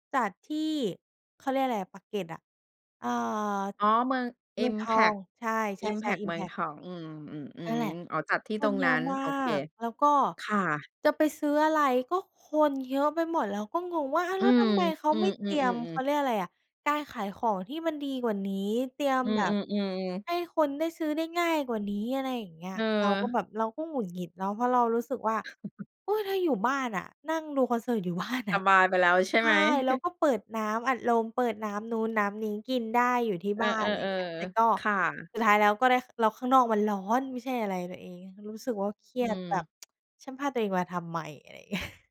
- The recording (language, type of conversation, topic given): Thai, podcast, เล่าประสบการณ์ไปดูคอนเสิร์ตที่ประทับใจที่สุดของคุณให้ฟังหน่อยได้ไหม?
- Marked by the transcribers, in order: chuckle; laughing while speaking: "บ้าน"; chuckle; tsk; laughing while speaking: "อย่างเงี้ย"